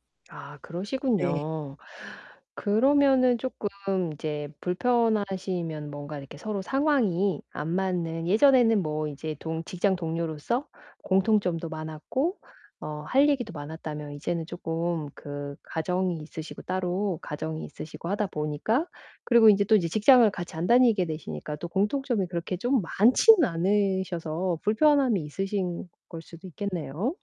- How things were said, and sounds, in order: other background noise; distorted speech
- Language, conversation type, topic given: Korean, advice, 오랜 친구와 자연스럽게 거리를 두는 좋은 방법이 있을까요?